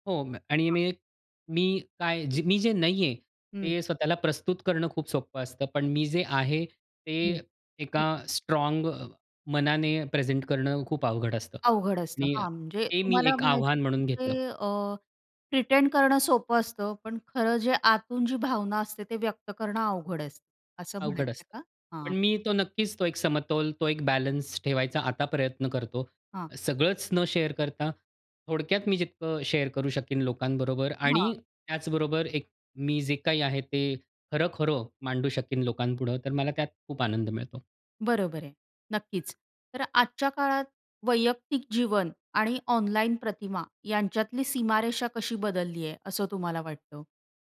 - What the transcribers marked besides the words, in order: unintelligible speech; in English: "प्रिटेंड"; tapping; in English: "शेअर"; in English: "शेअर"
- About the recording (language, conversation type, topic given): Marathi, podcast, ऑनलाइन काय शेअर करायचे याची निवड तुम्ही कशी करता?